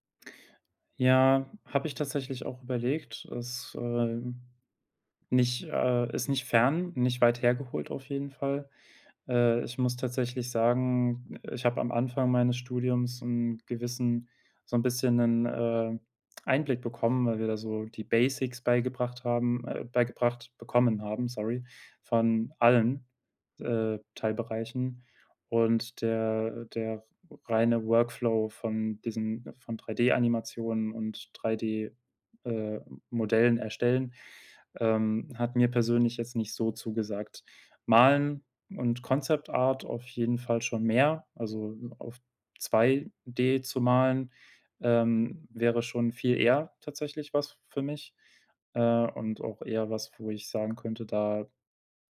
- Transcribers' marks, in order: in English: "Concept-Art"
- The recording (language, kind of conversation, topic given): German, advice, Berufung und Sinn im Leben finden